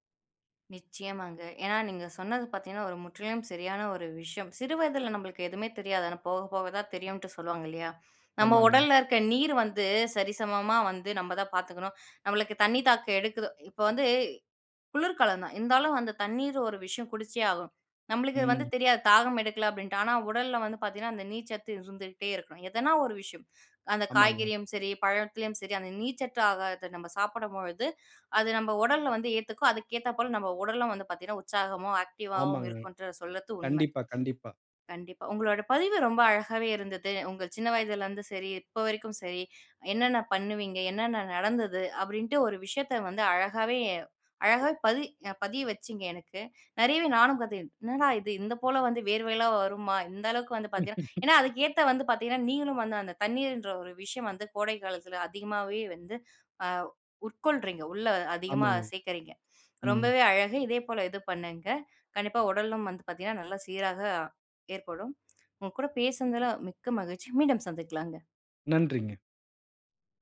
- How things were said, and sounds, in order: other background noise; "தாகம்" said as "தாக்கம்"; in English: "ஆக்டிவா"; "சொல்றது" said as "சொல்றத்து"; laugh
- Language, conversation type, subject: Tamil, podcast, உங்கள் உடலுக்கு போதுமான அளவு நீர் கிடைக்கிறதா என்பதைக் எப்படி கவனிக்கிறீர்கள்?